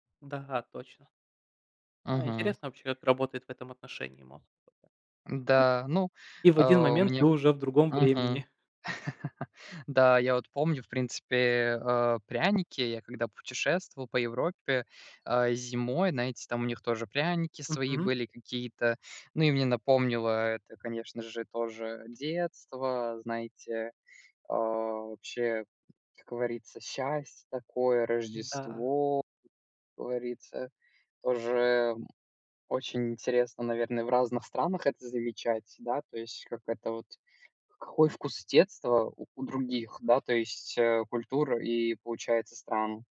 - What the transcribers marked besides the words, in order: other background noise; tapping
- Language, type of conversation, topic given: Russian, unstructured, Какой вкус напоминает тебе о детстве?